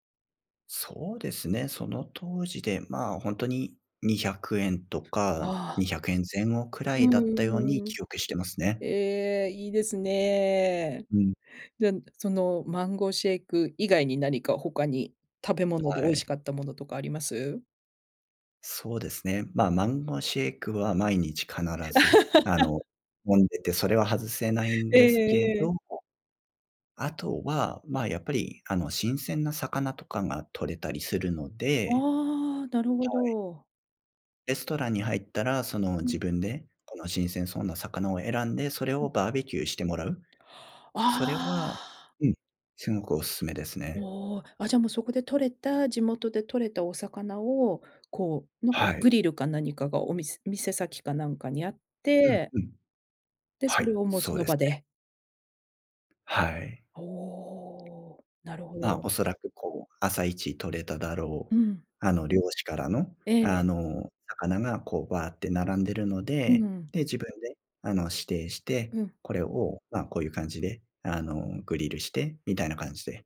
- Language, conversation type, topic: Japanese, podcast, 人生で一番忘れられない旅の話を聞かせていただけますか？
- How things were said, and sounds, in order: laugh; joyful: "ああ"